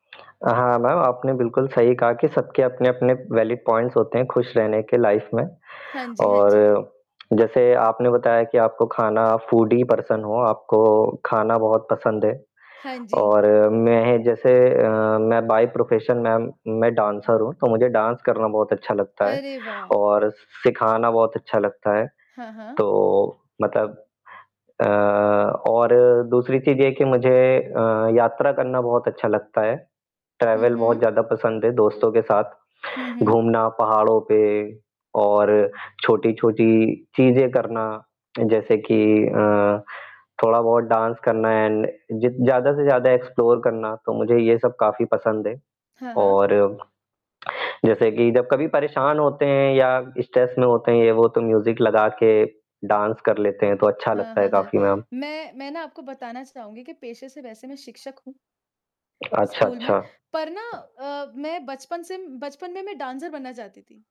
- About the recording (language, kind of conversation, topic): Hindi, unstructured, सुखी रहने का सबसे आसान तरीका क्या हो सकता है?
- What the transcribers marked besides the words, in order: other background noise; distorted speech; in English: "वैलिड पॉइंट्स"; static; in English: "लाइफ"; in English: "फूडी पर्सन"; in English: "बाई प्रोफेशन"; in English: "डांसर"; in English: "डांस"; in English: "ट्रैवल"; in English: "डांस"; in English: "एंड"; in English: "एक्सप्लोर"; in English: "स्ट्रेस"; in English: "म्यूज़िक"; in English: "डांस"; tapping; in English: "डांसर"